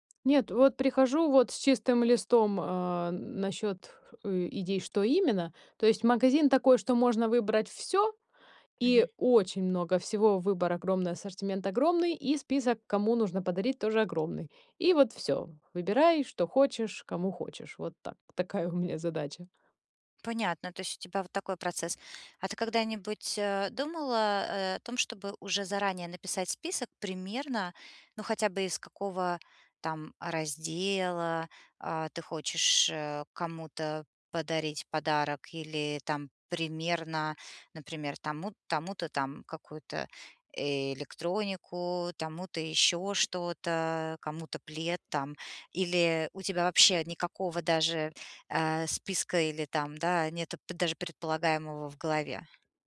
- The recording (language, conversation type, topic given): Russian, advice, Почему мне так трудно выбрать подарок и как не ошибиться с выбором?
- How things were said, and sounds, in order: laughing while speaking: "меня"; tapping